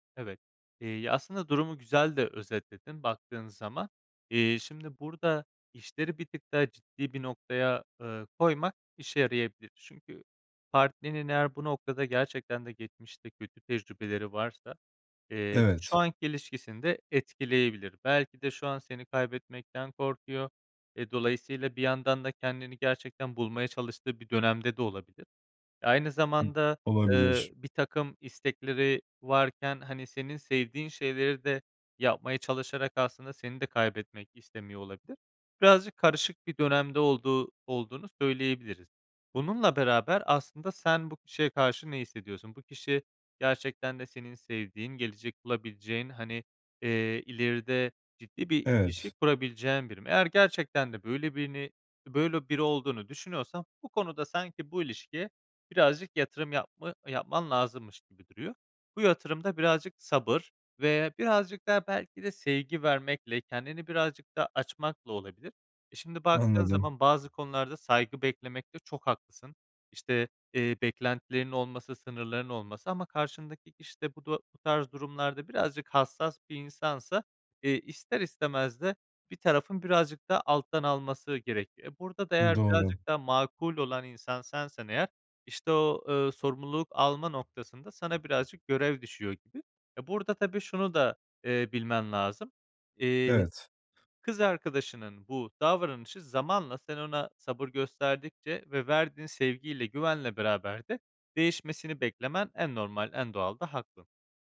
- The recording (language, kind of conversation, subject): Turkish, advice, Yeni tanıştığım biriyle iletişim beklentilerimi nasıl net bir şekilde konuşabilirim?
- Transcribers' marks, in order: other background noise